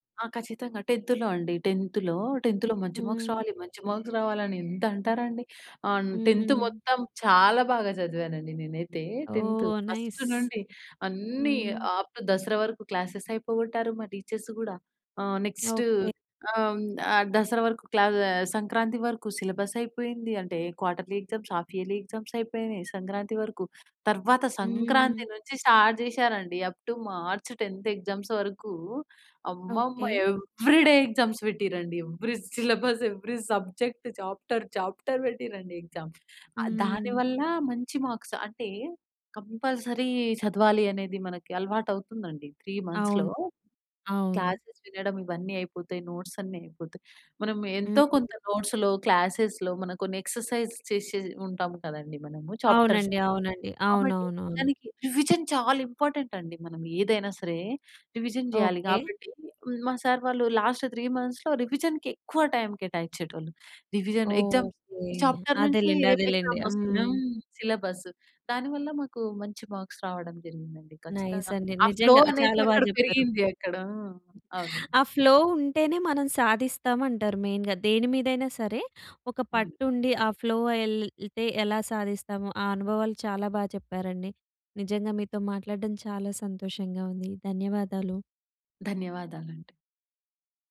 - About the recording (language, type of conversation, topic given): Telugu, podcast, ఫ్లో స్థితిలో మునిగిపోయినట్టు అనిపించిన ఒక అనుభవాన్ని మీరు చెప్పగలరా?
- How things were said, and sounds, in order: in English: "టెన్త్‌లో"; in English: "మార్క్స్"; in English: "మార్క్స్"; in English: "టెన్త్"; in English: "నైస్"; in English: "ఫస్ట్"; in English: "అప్ టూ"; in English: "క్లాసెస్"; in English: "నెక్స్ట్"; in English: "సిలబస్"; in English: "క్వార్టర్లీ ఎగ్జామ్స్, ఆఫ్ ఇయర్‌లీ ఎగ్జామ్స్"; in English: "స్టార్ట్"; in English: "అప్ టు"; in English: "టెన్త్ ఎగ్జామ్స్"; in English: "ఎవ్రి డే ఎగ్జామ్స్"; in English: "ఎవ్రి సిలబస్, ఎవ్రి సబ్జెక్ట్"; in English: "ఎగ్జామ్"; in English: "మార్క్స్"; in English: "కంపల్సరీ"; in English: "త్రీ మంత్స్‌లో క్లాసేస్"; in English: "నోట్స్"; in English: "నోట్స్‌లో క్లాసేస్‌లో"; in English: "ఎక్సర్సైజ్"; in English: "రివిజన్"; in English: "ఇంపార్టెంట్"; in English: "రివిజన్"; in English: "సార్"; in English: "లాస్ట్ త్రీ మంత్స్‌లో రివిజన్‌కి"; in English: "టైమ్"; in English: "రివిజన్, ఎగ్జామ్స్"; in English: "చాప్టర్"; in English: "ఎక్సామ్"; in English: "మార్క్స్"; in English: "నైస్"; in English: "ఫ్లో"; in English: "ఫ్లో"; in English: "మెయిన్‌గా"; in English: "ఫ్లో"